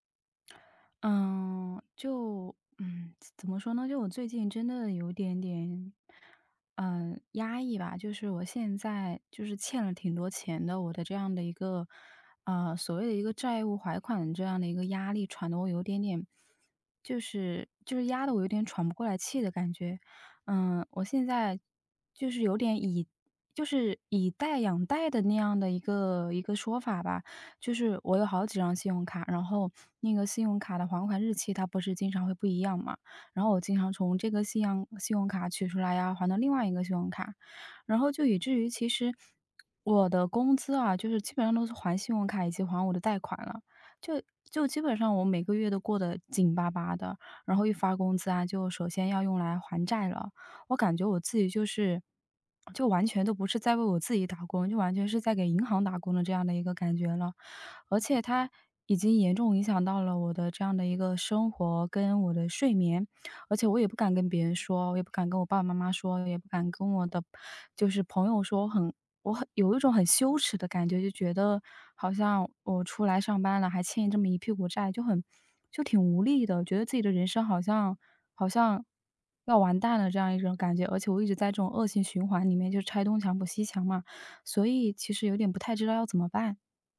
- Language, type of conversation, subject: Chinese, advice, 债务还款压力大
- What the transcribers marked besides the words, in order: "还款" said as "怀款"